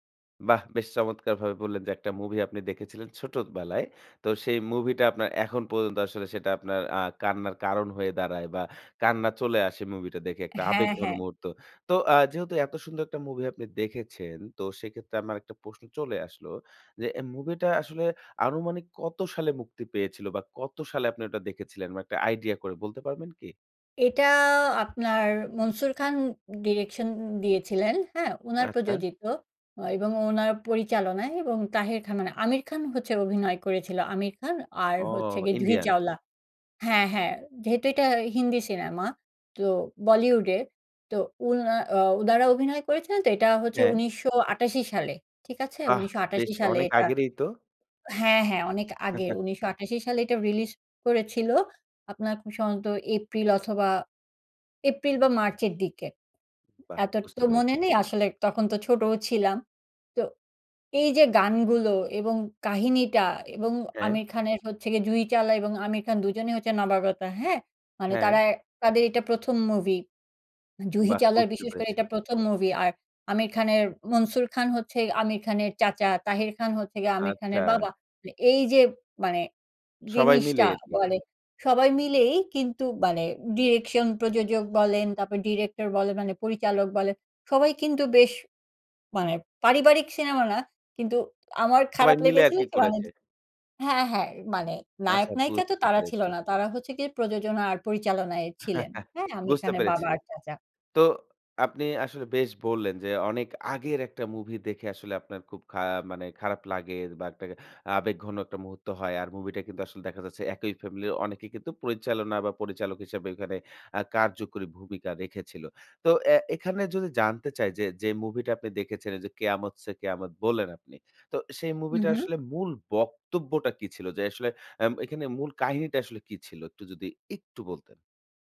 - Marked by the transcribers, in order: in English: "direction"; chuckle; "এত" said as "এতর"; in English: "direction"; chuckle; "লাগে" said as "লাগের"
- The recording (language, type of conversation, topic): Bengali, podcast, বল তো, কোন সিনেমা তোমাকে সবচেয়ে গভীরভাবে ছুঁয়েছে?